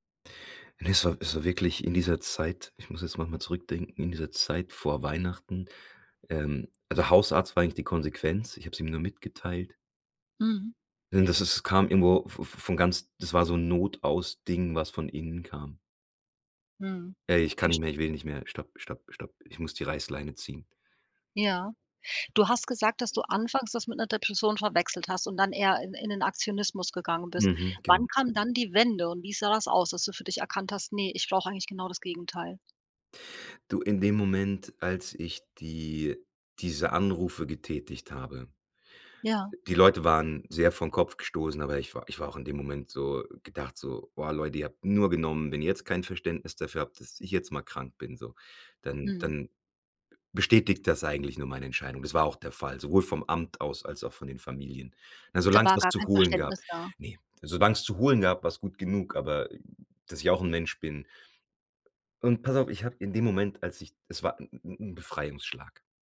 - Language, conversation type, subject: German, podcast, Wie merkst du, dass du kurz vor einem Burnout stehst?
- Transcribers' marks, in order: stressed: "nur"